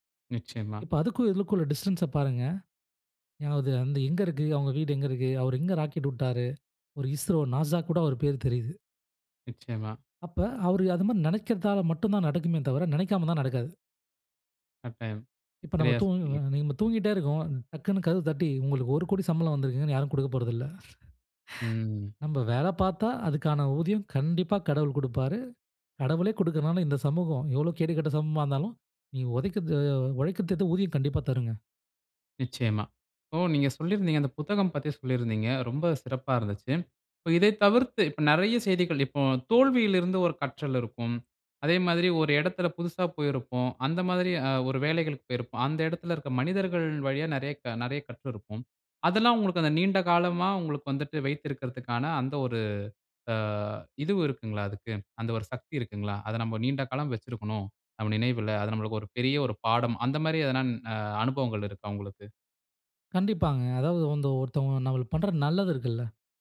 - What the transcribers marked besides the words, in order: other background noise; in English: "I-S-R-O N -A -S -A"; chuckle
- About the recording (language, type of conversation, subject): Tamil, podcast, கற்றதை நீண்டகாலம் நினைவில் வைத்திருக்க நீங்கள் என்ன செய்கிறீர்கள்?